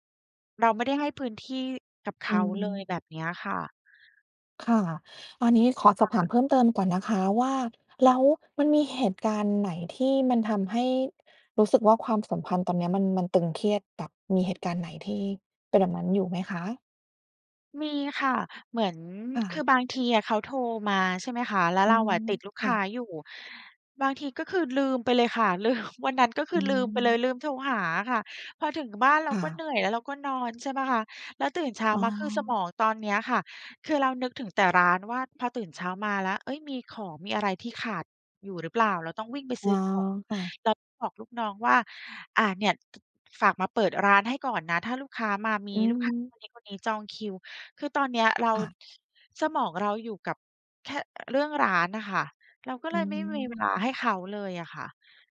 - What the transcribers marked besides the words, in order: laughing while speaking: "ลืม"; tapping
- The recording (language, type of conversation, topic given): Thai, advice, ความสัมพันธ์ส่วนตัวเสียหายเพราะทุ่มเทให้ธุรกิจ